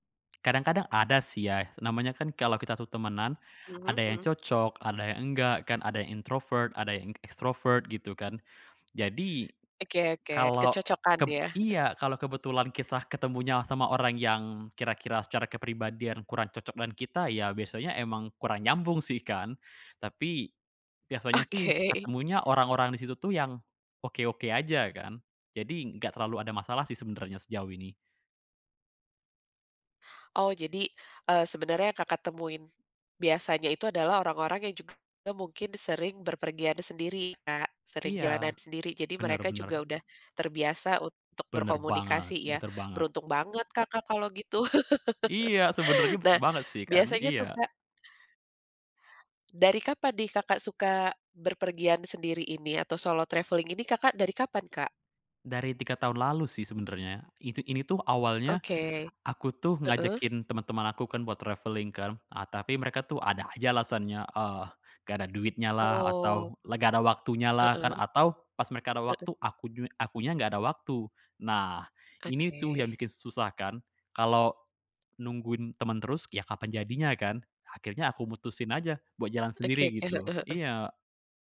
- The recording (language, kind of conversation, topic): Indonesian, podcast, Bagaimana kamu biasanya mencari teman baru saat bepergian, dan apakah kamu punya cerita seru?
- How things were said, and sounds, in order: in English: "introvert"; in English: "ekstrovert"; laughing while speaking: "Oke"; tapping; other background noise; laugh; in English: "solo travelling"; in English: "travelling"